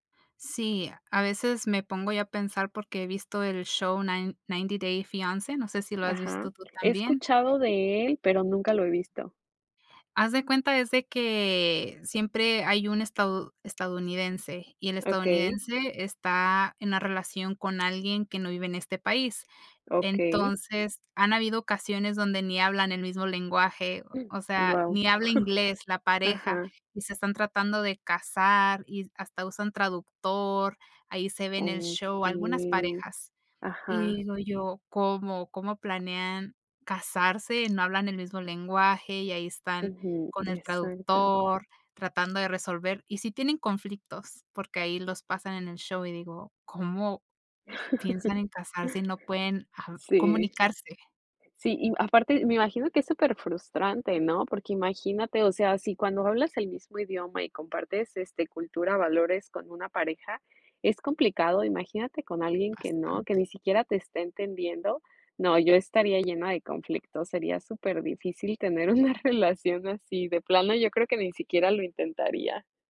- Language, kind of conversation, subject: Spanish, unstructured, ¿Crees que es importante comprender la perspectiva de la otra persona en un conflicto?
- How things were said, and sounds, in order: other background noise; tapping; chuckle; chuckle; laughing while speaking: "una"